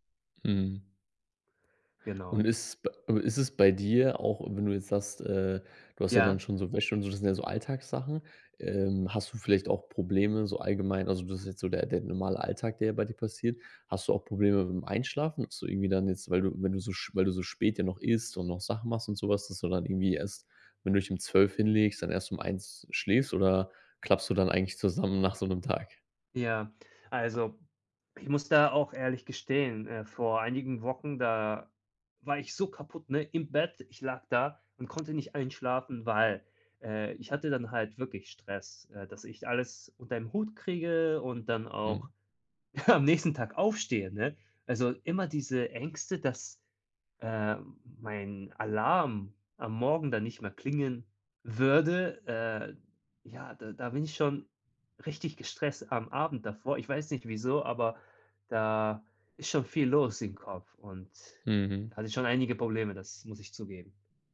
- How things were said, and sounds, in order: other background noise; tapping; snort
- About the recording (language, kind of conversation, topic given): German, advice, Warum gehst du abends nicht regelmäßig früher schlafen?